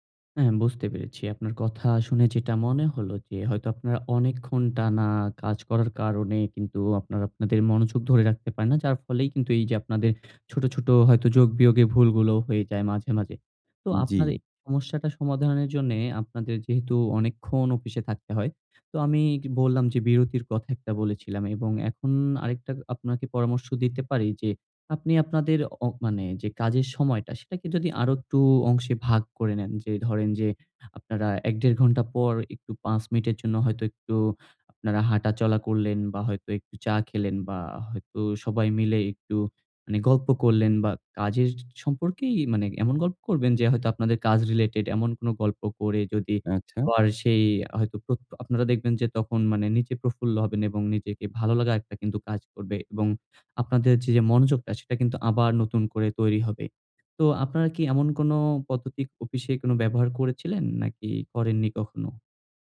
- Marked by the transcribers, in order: none
- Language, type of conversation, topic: Bengali, advice, কাজের সময় মনোযোগ ধরে রাখতে আপনার কি বারবার বিভ্রান্তি হয়?